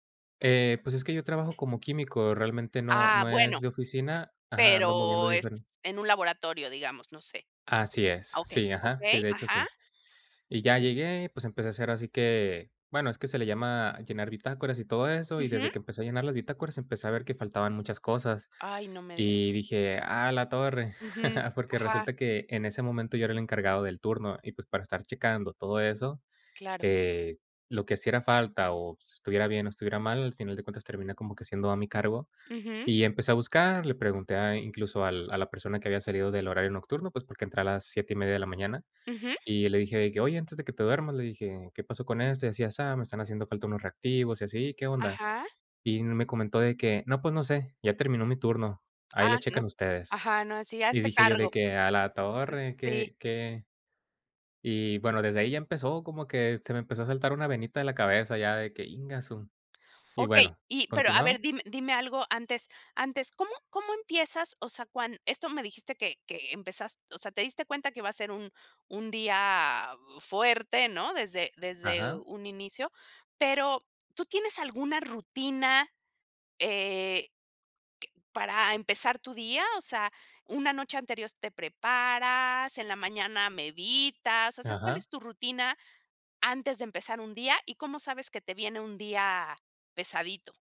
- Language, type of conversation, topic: Spanish, podcast, ¿Cómo manejas el estrés en días de mucho trabajo?
- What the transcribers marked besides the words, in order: other noise; chuckle